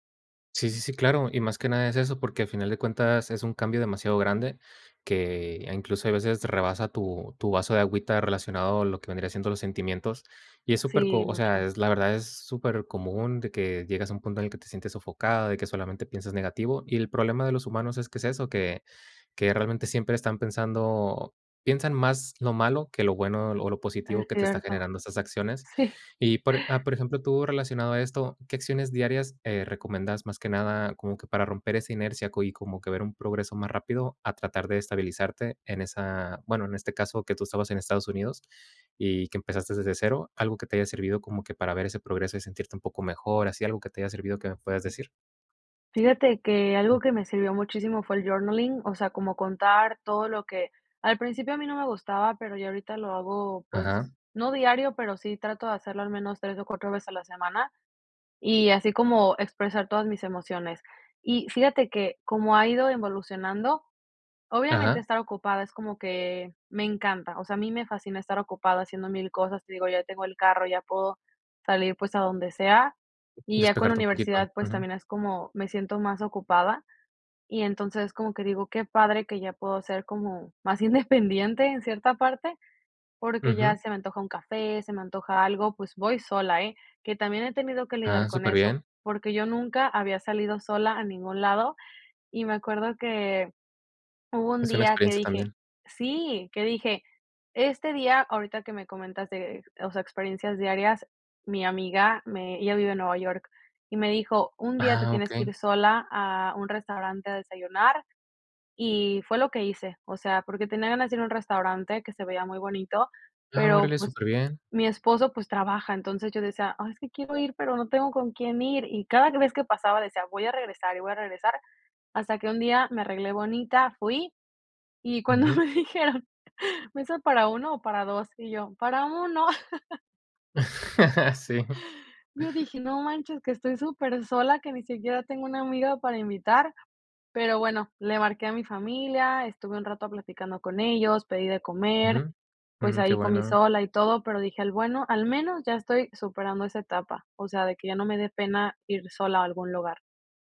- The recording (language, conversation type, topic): Spanish, podcast, ¿Qué consejo práctico darías para empezar de cero?
- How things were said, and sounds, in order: "recomiendas" said as "recomendas"; tapping; in English: "journaling"; other background noise; laughing while speaking: "independiente"; laughing while speaking: "cuando me dijeron"; chuckle; laugh